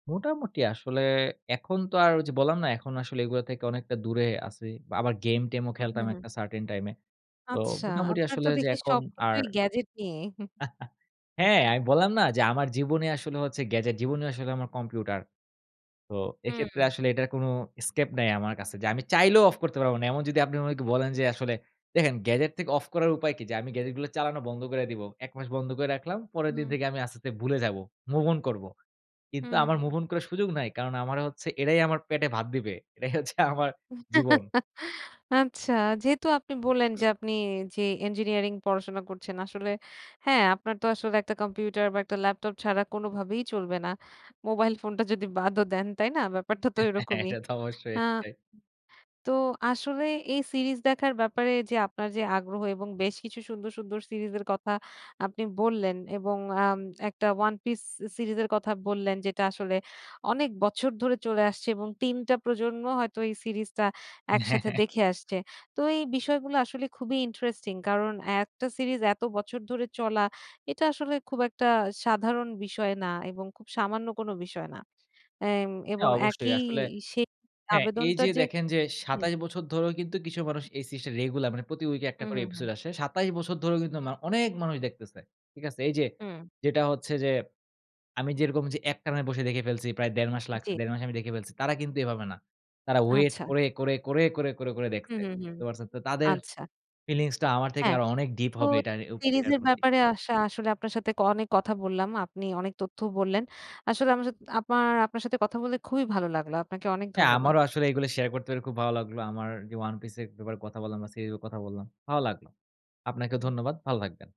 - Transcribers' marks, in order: in English: "certain time"; chuckle; chuckle; in English: "escape"; laughing while speaking: "এরাই হচ্ছে আমার"; laugh; other background noise; laughing while speaking: "ফোনটা যদি বাদও দেন। তাই না? ব্যাপারটা তো এরকমই"; chuckle; laughing while speaking: "এটা তো অবশ্যই সেটাই"; laughing while speaking: "হ্যাঁ, হ্যাঁ"; "সিরিজ" said as "সিজ"; "বুঝতে" said as "তে"; "আমার" said as "আপার"
- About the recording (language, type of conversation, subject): Bengali, podcast, তোমার মনে হয় মানুষ কেন একটানা করে ধারাবাহিক দেখে?